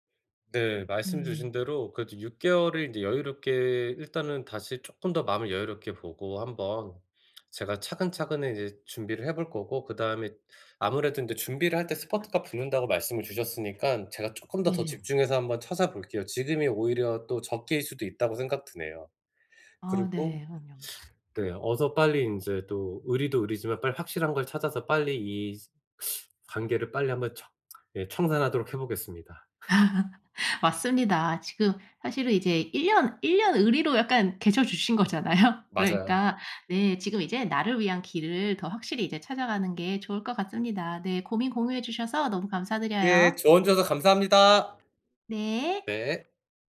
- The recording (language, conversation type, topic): Korean, advice, 언제 직업을 바꾸는 것이 적기인지 어떻게 판단해야 하나요?
- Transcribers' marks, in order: teeth sucking; teeth sucking; laugh; other background noise; laughing while speaking: "거잖아요"